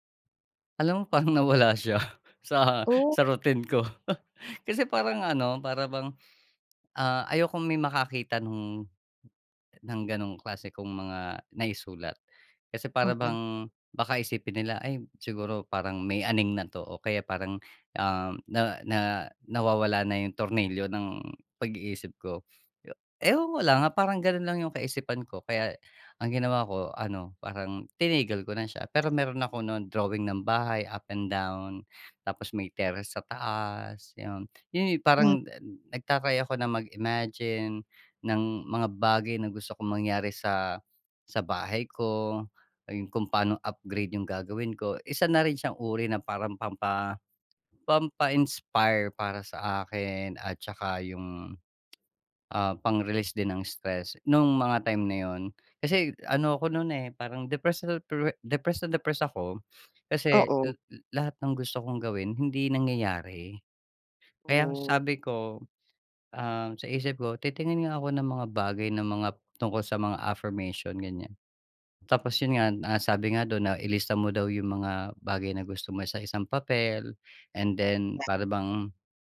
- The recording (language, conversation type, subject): Filipino, podcast, Ano ang ginagawa mo para manatiling inspirado sa loob ng mahabang panahon?
- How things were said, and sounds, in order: chuckle; other background noise; tapping; sniff; in English: "affirmation"